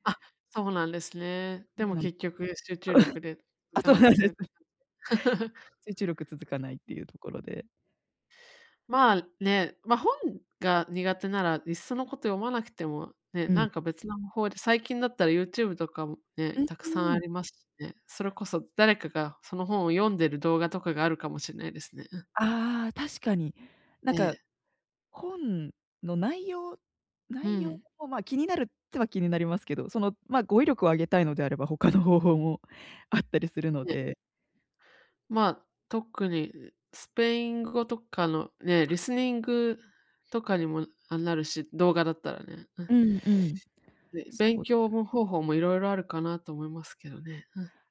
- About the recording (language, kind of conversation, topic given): Japanese, advice, どうすれば集中力を取り戻して日常を乗り切れますか？
- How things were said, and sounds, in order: laughing while speaking: "そ あ、そうなんです"; other background noise; chuckle; tapping; laughing while speaking: "他の方法も"; other noise